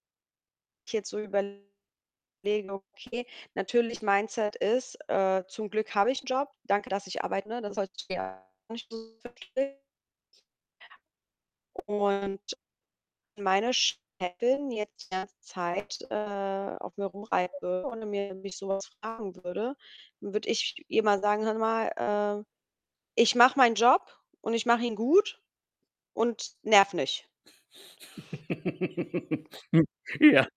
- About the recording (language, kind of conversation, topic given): German, unstructured, Was motiviert dich bei der Arbeit am meisten?
- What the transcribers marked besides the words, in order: distorted speech; unintelligible speech; unintelligible speech; unintelligible speech; laugh; laughing while speaking: "Hm, ja"; other background noise